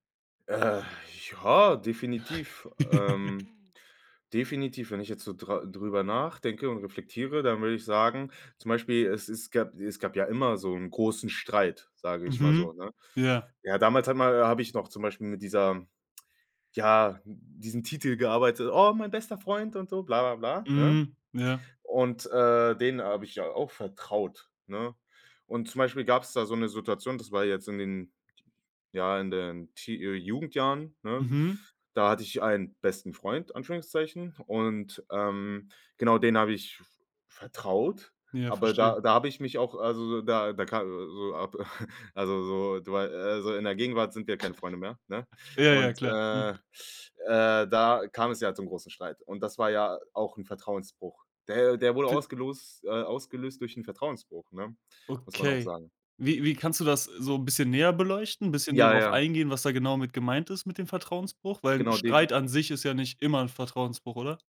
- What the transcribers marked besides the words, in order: sigh; giggle; put-on voice: "oh, mein bester Freund und so"; chuckle; inhale
- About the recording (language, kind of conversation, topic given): German, podcast, Was ist dir wichtig, um Vertrauen wieder aufzubauen?
- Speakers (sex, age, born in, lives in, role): male, 20-24, Germany, Germany, host; male, 25-29, Germany, Germany, guest